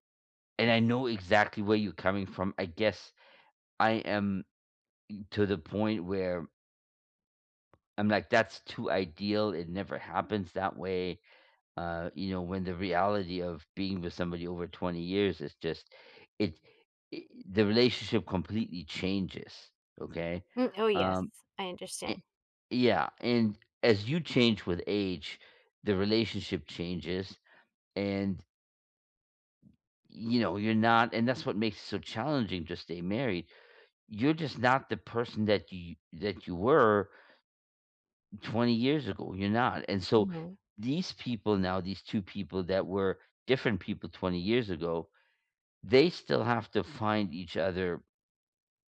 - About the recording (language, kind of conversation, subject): English, unstructured, What makes a relationship healthy?
- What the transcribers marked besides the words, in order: tapping